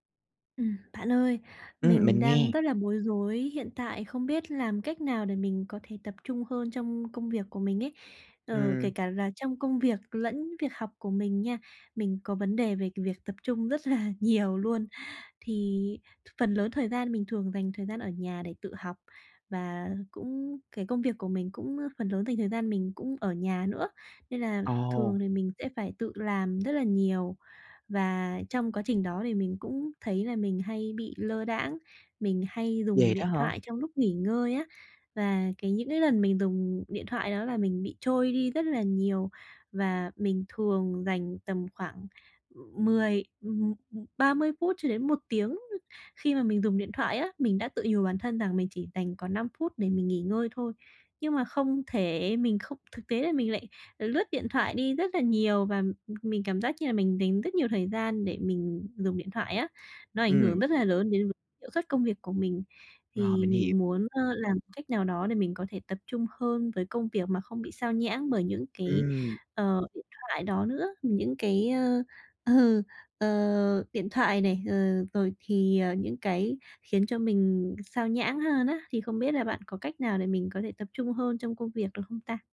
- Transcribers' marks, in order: laughing while speaking: "là"; other background noise; tapping; laughing while speaking: "ờ"
- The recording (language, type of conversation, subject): Vietnamese, advice, Làm thế nào để duy trì sự tập trung lâu hơn khi học hoặc làm việc?